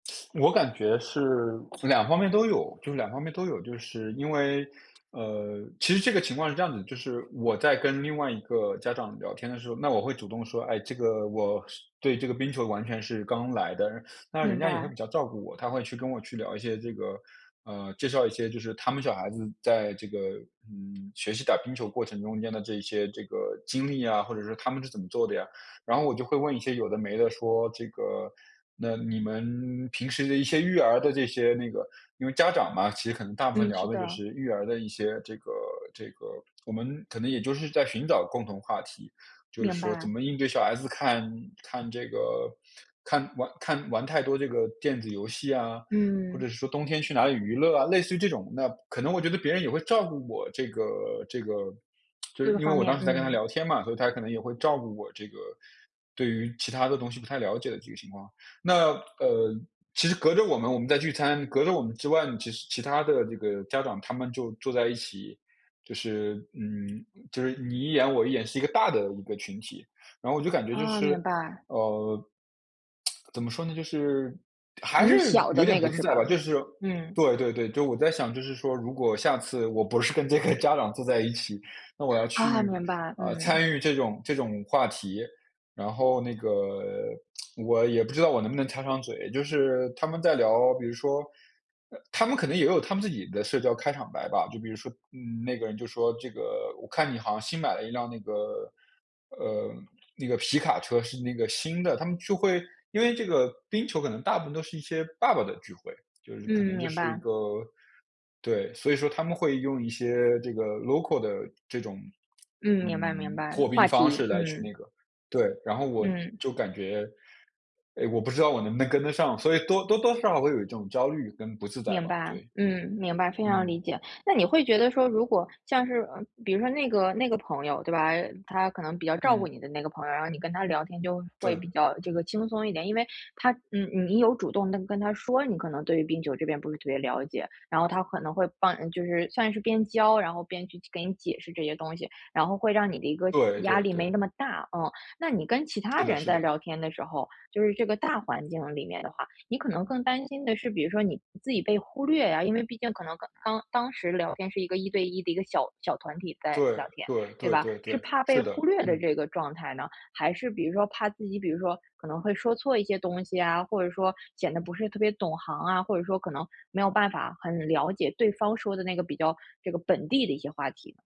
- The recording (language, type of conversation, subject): Chinese, advice, 我在派对上总是感到不自在，该怎么办？
- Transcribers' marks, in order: teeth sucking; other background noise; teeth sucking; lip smack; tsk; laughing while speaking: "这个"; tsk; in English: "local"